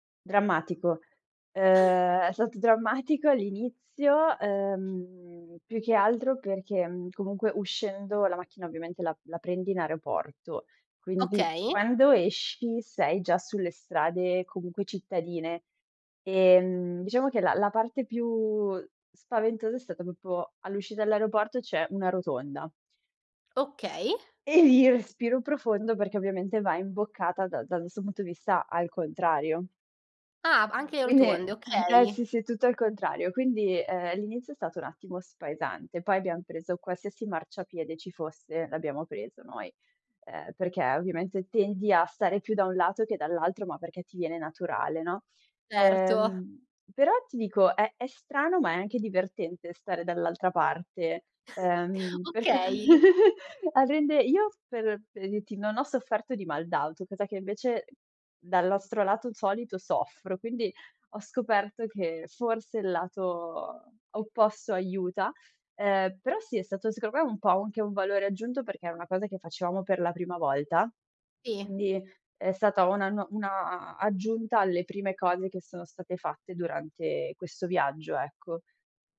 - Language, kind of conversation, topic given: Italian, podcast, Raccontami di un viaggio che ti ha cambiato la vita?
- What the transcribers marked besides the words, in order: chuckle; tapping; "proprio" said as "popo"; other noise; chuckle; unintelligible speech; chuckle; laugh; "dirti" said as "ditti"